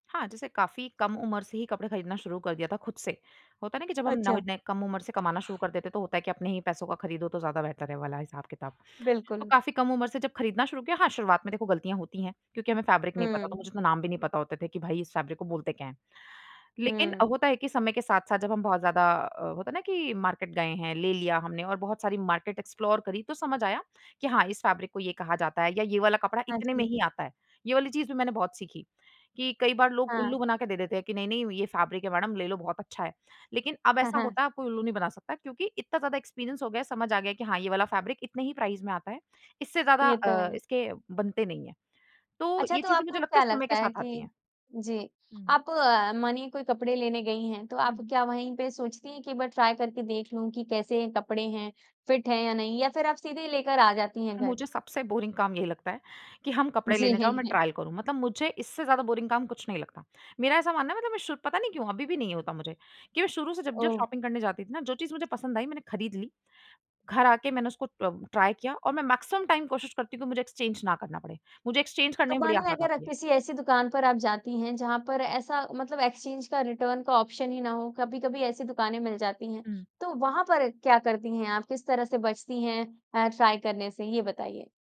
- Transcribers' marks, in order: in English: "फैब्रिक"; in English: "फैब्रिक"; in English: "मार्केट"; in English: "मार्केट एक्सप्लोर"; in English: "फैब्रिक"; in English: "फैब्रिक"; in English: "एक्सपीरियंस"; in English: "फैब्रिक"; in English: "प्राइस"; in English: "ट्राई"; in English: "बोरिंग"; in English: "ट्रायल"; in English: "बोरिंग"; in English: "शॉपिंग"; in English: "ट्राई"; in English: "मैक्सिमम"; in English: "एक्सचेंज"; in English: "एक्सचेंज"; "मानो" said as "बानू"; in English: "एक्सचेंज"; in English: "रिटर्न"; in English: "ऑप्शन"; in English: "ट्राई"
- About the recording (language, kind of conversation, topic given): Hindi, podcast, आप किस तरह के कपड़े पहनकर सबसे ज़्यादा आत्मविश्वास महसूस करते हैं?